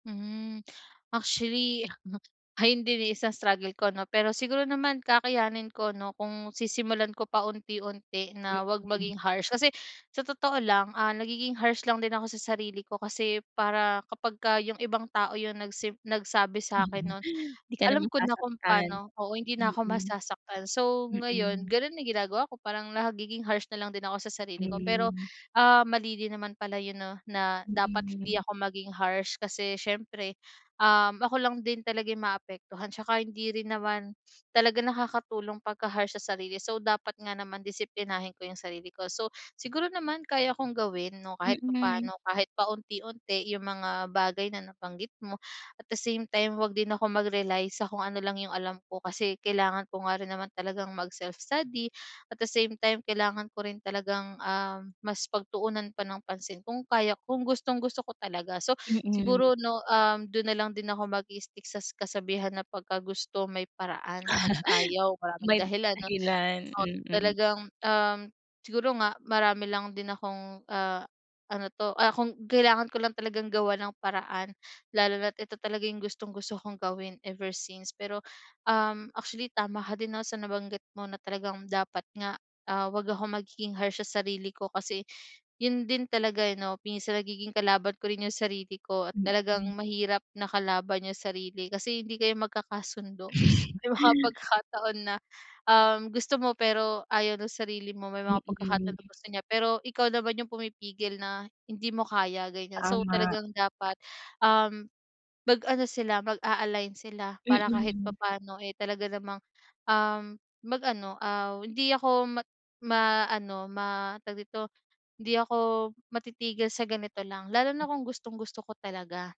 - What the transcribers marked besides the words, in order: gasp; chuckle; in English: "harsh"; in English: "harsh"; gasp; in English: "harsh"; gasp; in English: "harsh"; gasp; in English: "harsh"; gasp; gasp; gasp; gasp; gasp; in English: "harsh"; gasp; gasp; joyful: "May mga pagkakataon na"; gasp
- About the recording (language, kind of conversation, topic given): Filipino, advice, Paano ko mapaglabanan ang pag-aatubili at pagdududa sa sarili?